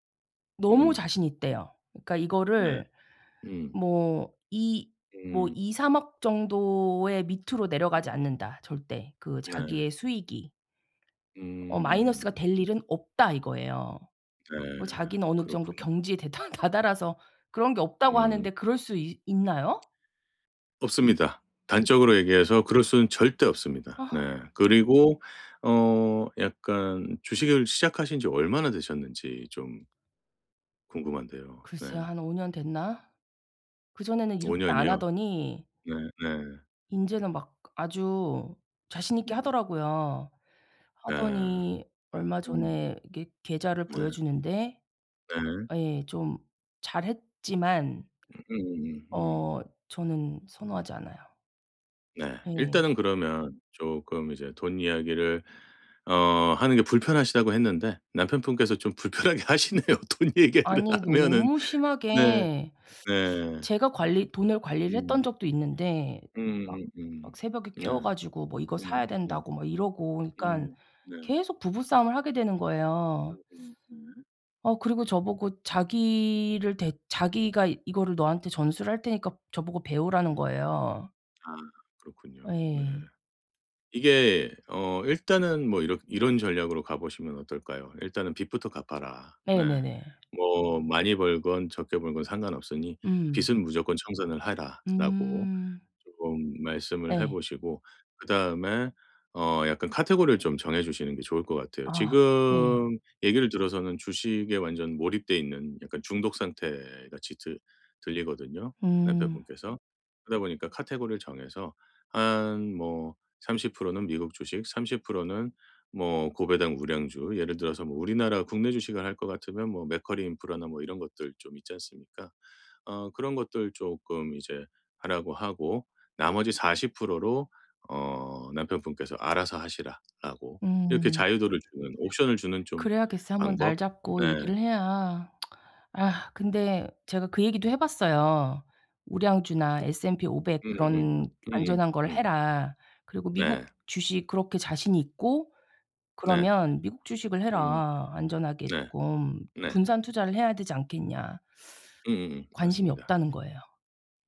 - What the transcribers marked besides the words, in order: laughing while speaking: "다달아서"; other background noise; other noise; tapping; laughing while speaking: "하시네요. 돈 이야기를 하면은"; tsk; teeth sucking
- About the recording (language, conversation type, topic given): Korean, advice, 가족과 돈 이야기를 편하게 시작하려면 어떻게 해야 할까요?